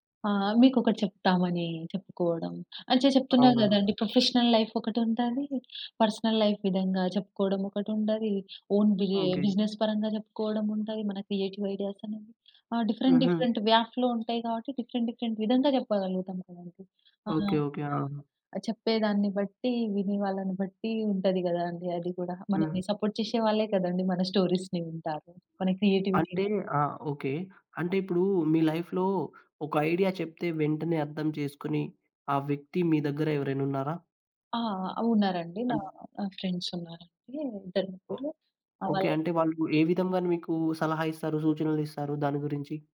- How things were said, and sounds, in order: in English: "ప్రొఫెషనల్ లైఫ్"; in English: "పర్సనల్ లైఫ్"; in English: "ఓన్"; in English: "బిజినెస్"; in English: "క్రియేటివ్ ఐడియాస్"; other background noise; in English: "డిఫరెంట్ డిఫరెంట్ వ్యాక్‌లో"; in English: "డిఫరెంట్ డిఫరెంట్"; in English: "సపోర్ట్"; in English: "స్టోరీస్‌ని"; in English: "క్రియేటివిటీ"; in English: "లైఫ్‌లో"; in English: "ఫ్రెండ్స్"
- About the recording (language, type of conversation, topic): Telugu, podcast, మీరు మీ సృజనాత్మక గుర్తింపును ఎక్కువగా ఎవరితో పంచుకుంటారు?